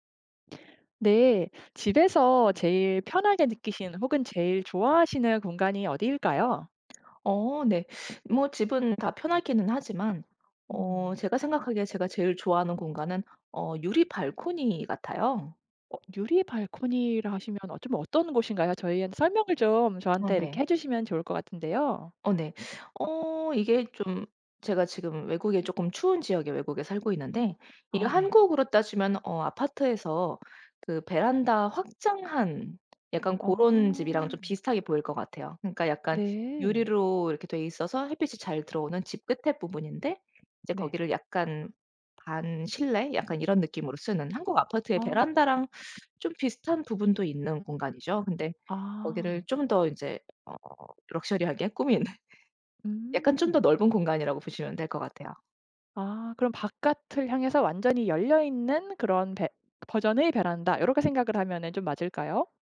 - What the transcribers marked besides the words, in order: lip smack; teeth sucking; tapping; teeth sucking; other background noise; laugh
- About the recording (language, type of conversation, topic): Korean, podcast, 집에서 가장 편안한 공간은 어디인가요?